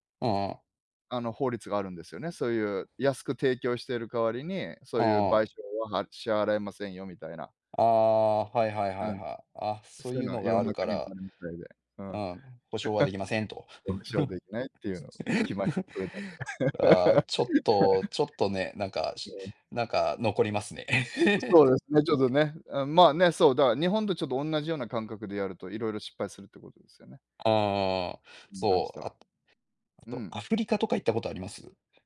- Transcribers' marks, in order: chuckle; chuckle; laugh; chuckle
- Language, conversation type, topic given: Japanese, unstructured, 旅行中に困った経験はありますか？